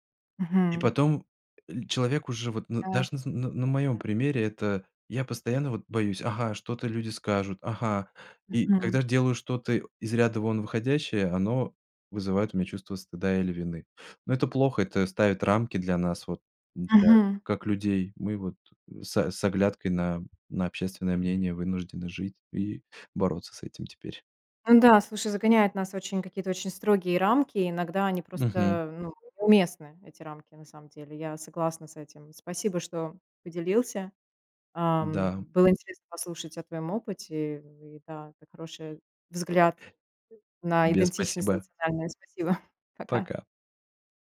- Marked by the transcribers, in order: tapping; chuckle
- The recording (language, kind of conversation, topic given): Russian, podcast, Как ты справляешься с чувством вины или стыда?